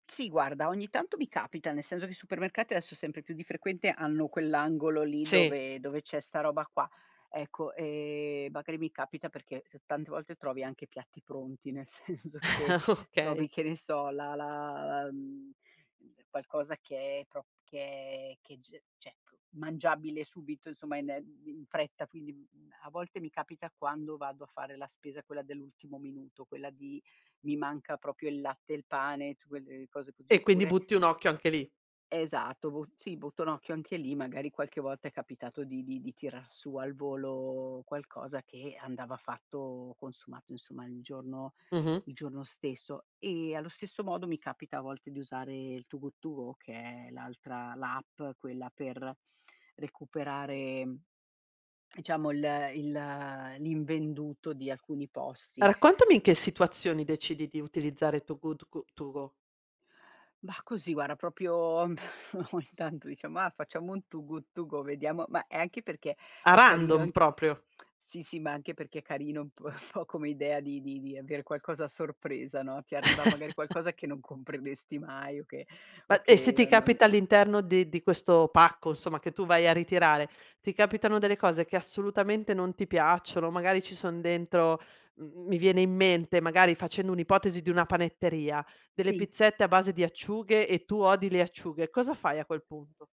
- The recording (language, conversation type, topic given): Italian, podcast, Hai qualche trucco per ridurre gli sprechi alimentari?
- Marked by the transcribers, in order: chuckle; laughing while speaking: "nel senso che"; "proprio" said as "propio"; "proprio" said as "propio"; chuckle; laughing while speaking: "ogni tanto diciamo"; in English: "random"; tongue click; laughing while speaking: "un po'"; chuckle